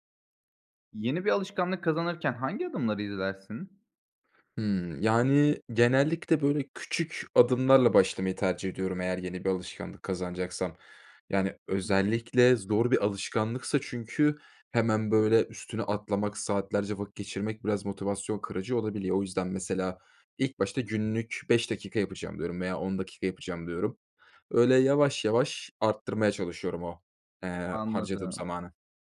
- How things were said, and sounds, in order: other noise
- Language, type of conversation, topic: Turkish, podcast, Yeni bir alışkanlık kazanırken hangi adımları izlersin?